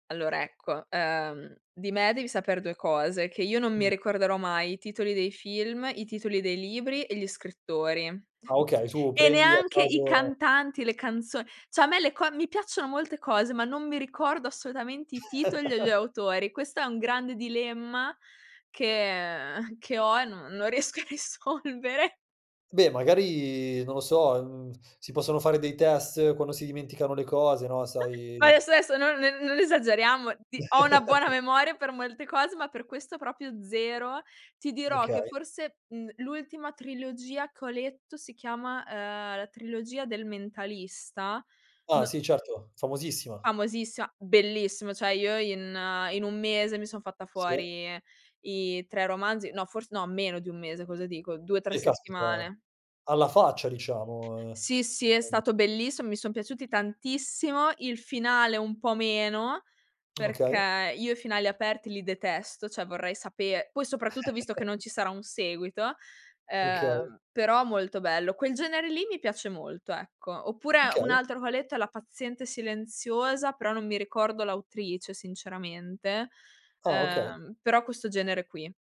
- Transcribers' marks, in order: unintelligible speech; "cioè" said as "ceh"; chuckle; laughing while speaking: "uhm"; laughing while speaking: "riesco a risolvere"; chuckle; chuckle; "proprio" said as "propio"; unintelligible speech; chuckle
- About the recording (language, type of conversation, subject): Italian, podcast, Come bilanci lavoro e vita privata con la tecnologia?